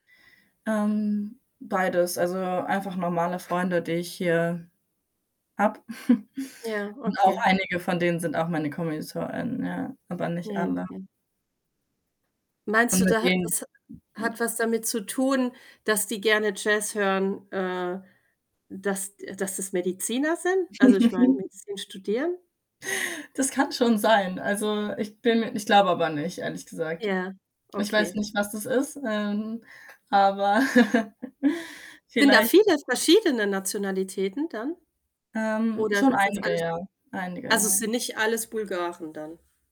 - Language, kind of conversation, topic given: German, unstructured, Welche Musik macht dich sofort glücklich?
- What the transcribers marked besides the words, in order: static; other background noise; chuckle; distorted speech; giggle; laughing while speaking: "sein"; chuckle